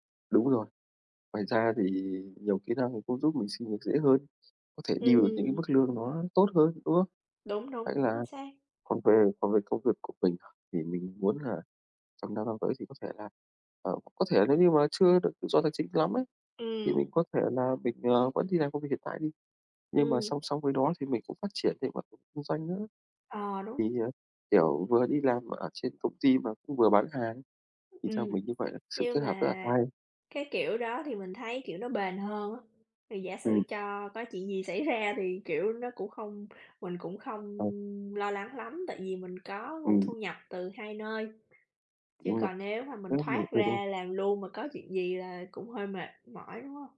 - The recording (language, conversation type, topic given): Vietnamese, unstructured, Bạn mong muốn đạt được điều gì trong 5 năm tới?
- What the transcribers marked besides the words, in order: in English: "deal"; tapping; other background noise; laughing while speaking: "xảy ra"